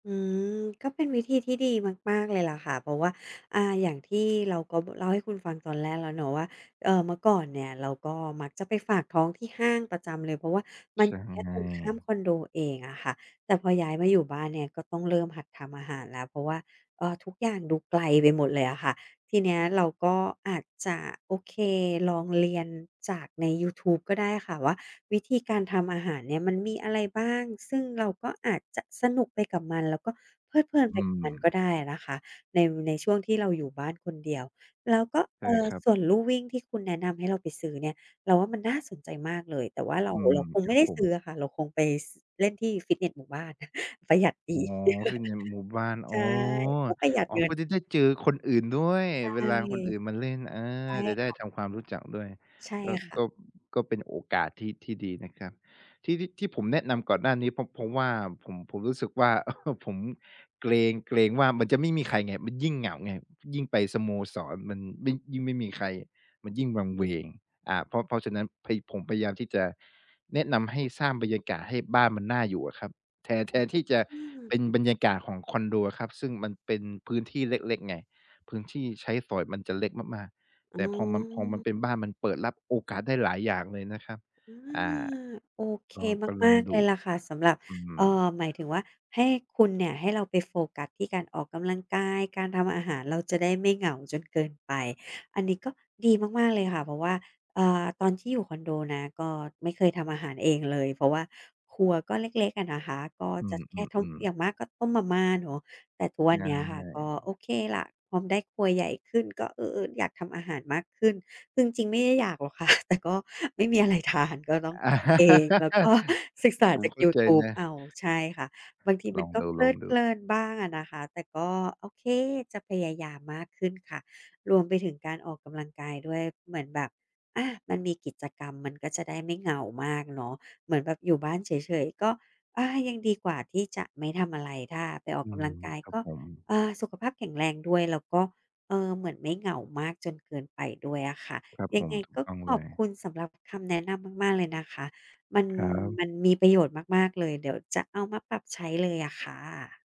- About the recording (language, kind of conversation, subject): Thai, advice, ฉันรู้สึกเหงาหลังย้ายมาเพราะทุกอย่างไม่คุ้นเคย ควรทำอย่างไร?
- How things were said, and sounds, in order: laugh; chuckle; other noise; laughing while speaking: "ค่ะ"; laugh; laughing while speaking: "ทาน"; laughing while speaking: "ก็"